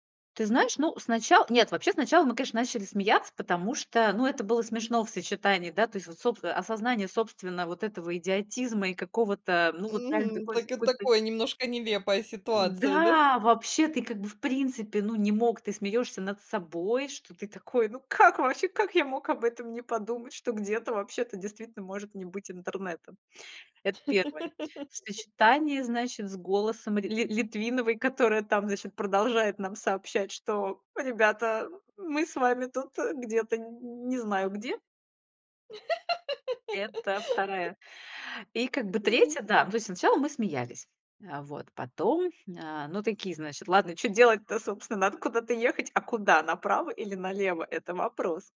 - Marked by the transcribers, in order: laugh; laugh
- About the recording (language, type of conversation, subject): Russian, podcast, Расскажи о случае, когда ты по-настоящему потерялся(лась) в поездке?